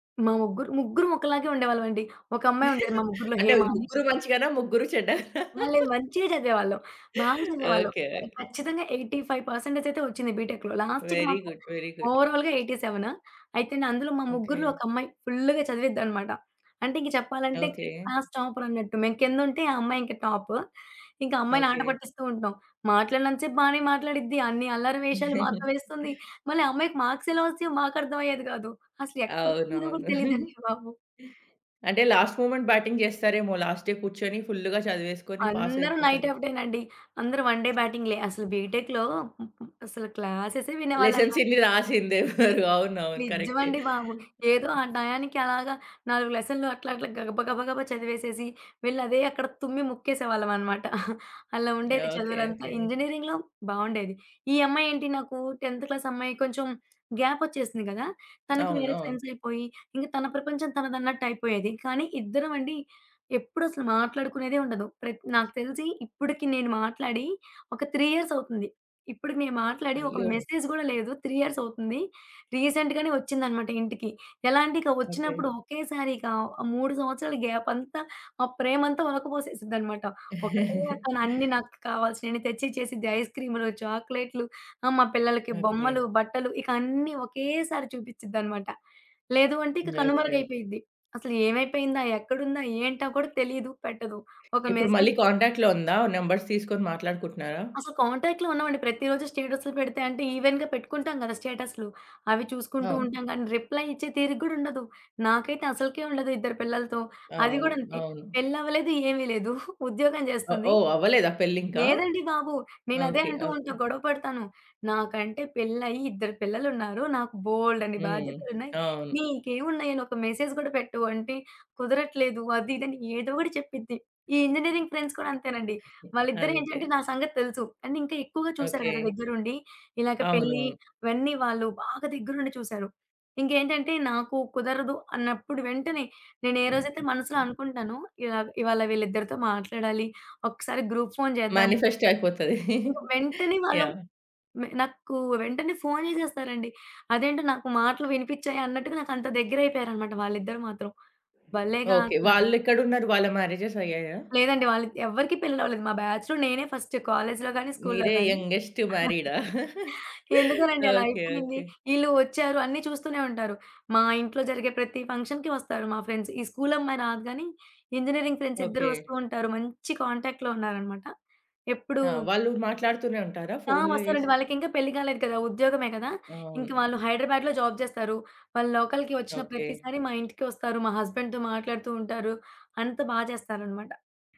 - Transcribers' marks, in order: giggle; tapping; laugh; in English: "ఎయిటీ ఫైవ్ పర్సెంటేజ్"; other background noise; in English: "బీటెక్‌లో. లాస్ట్‌కి"; in English: "వెరీ గుడ్. వెరీ గుడ్"; in English: "ఓవరాల్‌గా ఎయిటీ సెవెను"; in English: "క్లాస్ టాపర్"; in English: "టాప్"; chuckle; in English: "మాార్క్స్"; giggle; in English: "లాస్ట్ మూమెంట్ బ్యాటింగ్"; in English: "లాస్ట్ డే"; in English: "నైట్"; in English: "వన్ డే బ్యాటింగ్‌లే"; in English: "బీటెక్‌లో"; in English: "క్లాసెసే"; in English: "లెసన్స్"; laughing while speaking: "రాసిందెవ్వరు?"; stressed: "నిజ్జమండి"; chuckle; in English: "ఇంజినీరింగ్‌లో"; in English: "టెంథ్ క్లాస్"; in English: "ఫ్రెండ్స్"; in English: "త్రీ ఇయర్స్"; in English: "మెసేజ్"; in English: "త్రీ ఇయర్స్"; in English: "రీసెంట్‌గానే"; in English: "గ్యాప్"; giggle; in English: "మెసేజ్"; in English: "కాంటాక్ట్‌లో"; in English: "నంబర్స్"; in English: "కాంటాక్ట్‌లో"; in English: "ఈవెన్‌గా"; in English: "రిప్లై"; chuckle; in English: "మెసేజ్"; in English: "ఇంజినీరింగ్ ఫ్రెండ్స్"; in English: "అండ్"; in English: "మ్యానిఫెస్ట్"; in English: "గ్రూప్ ఫోన్"; chuckle; "నాకు" said as "నక్కూ"; in English: "మ్యారేజెస్"; in English: "బ్యాచ్‌లో"; in English: "ఫస్ట్ కాలేజ్‌లో"; in English: "యంగెస్ట్"; in English: "స్కూల్‌లో"; chuckle; in English: "ఫంక్షన్‌కి"; in English: "ఫ్రెండ్స్"; in English: "ఇంజనీరింగ్ ఫ్రెండ్స్"; in English: "కాంటాక్ట్‌లో"; in English: "జాబ్"; in English: "లోకల్‌కి"; in English: "హస్బెండ్‌తో"
- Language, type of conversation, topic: Telugu, podcast, పాత స్నేహితులతో సంబంధాన్ని ఎలా నిలుపుకుంటారు?